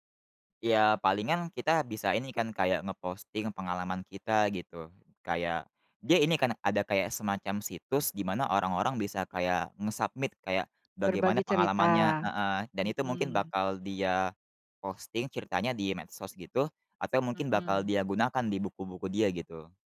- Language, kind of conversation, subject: Indonesian, podcast, Siapa atau apa yang paling memengaruhi gaya kamu?
- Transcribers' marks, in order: in English: "nge-submit"; tapping; other background noise; in English: "posting"